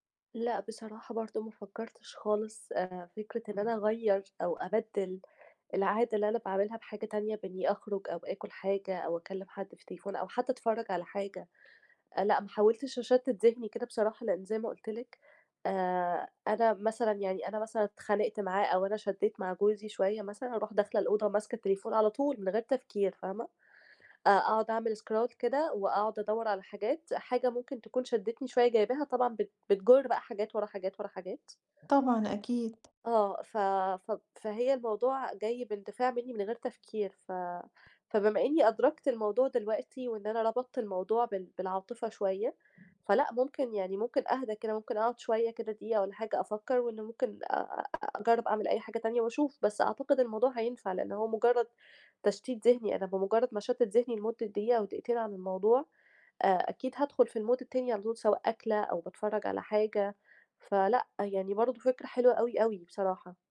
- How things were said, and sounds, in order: in English: "Scroll"; other background noise; tapping; in English: "الMood"
- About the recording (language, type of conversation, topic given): Arabic, advice, إزاي أتعلم أتسوّق بذكاء وأمنع نفسي من الشراء بدافع المشاعر؟